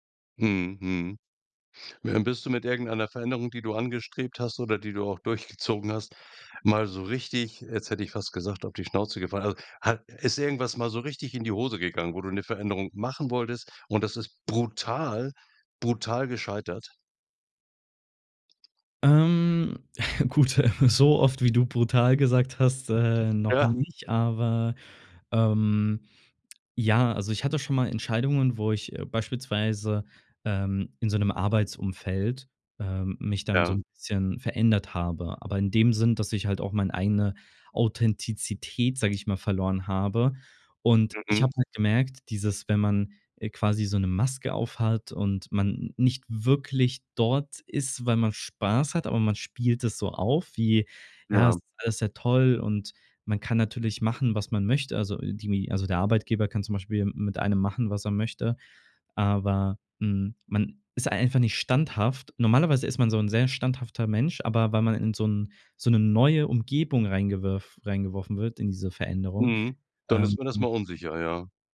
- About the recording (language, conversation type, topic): German, podcast, Wie bleibst du authentisch, während du dich veränderst?
- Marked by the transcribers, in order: stressed: "brutal, brutal"; laughing while speaking: "gut"; other noise